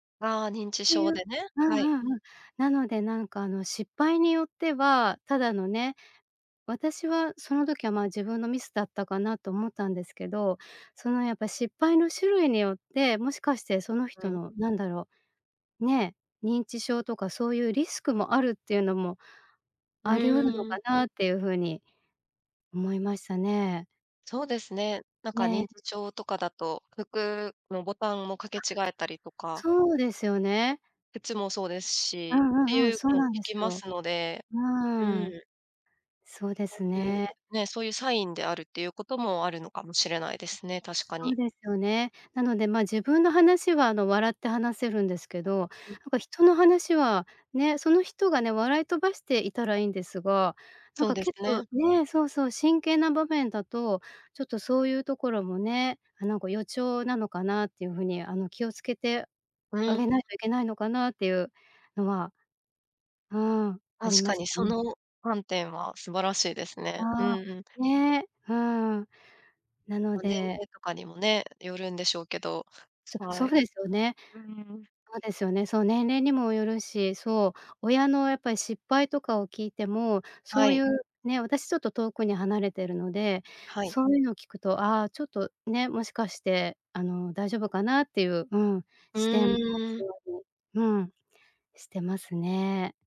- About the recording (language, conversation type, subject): Japanese, podcast, 服の失敗談、何かある？
- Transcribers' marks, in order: other noise